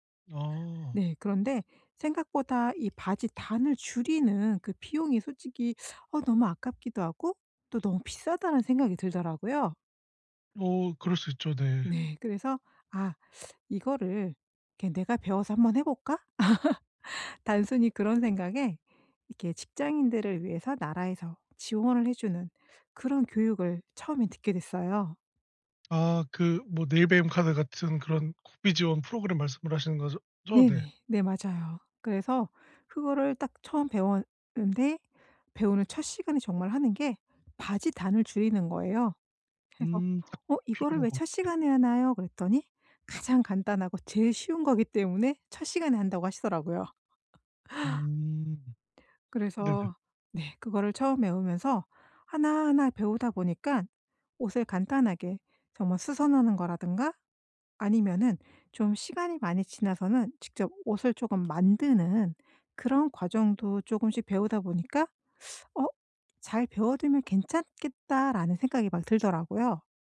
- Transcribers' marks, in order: teeth sucking; teeth sucking; laugh; tapping; laugh; teeth sucking
- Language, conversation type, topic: Korean, podcast, 취미를 꾸준히 이어갈 수 있는 비결은 무엇인가요?
- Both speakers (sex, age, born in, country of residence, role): female, 50-54, South Korea, United States, guest; male, 30-34, South Korea, South Korea, host